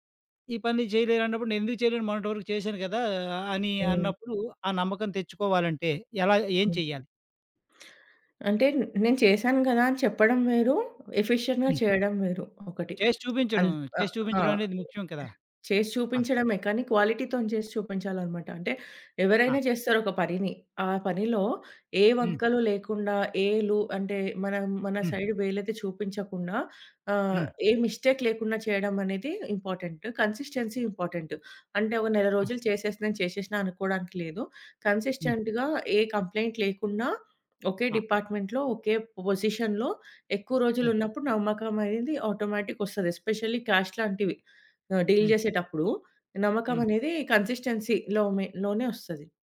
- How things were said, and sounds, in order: in English: "ఎఫిషియంట్‌గా"; in English: "క్వాలిటీతోని"; in English: "సైడ్"; in English: "మిస్టేక్"; in English: "కన్సిస్టెన్సీ"; in English: "కన్సిస్టెంట్‌గా"; in English: "కంప్లెయింట్"; in English: "డిపార్ట్‌మెంట్‌లో"; in English: "పొజిషన్‌లో"; in English: "ఆటోమేటిక్‌గొస్తది. ఎస్పెషల్లీ క్యాష్‌లాంటివి"; in English: "డీల్"
- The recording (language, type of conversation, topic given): Telugu, podcast, మీరు తప్పు చేసినప్పుడు నమ్మకాన్ని ఎలా తిరిగి పొందగలరు?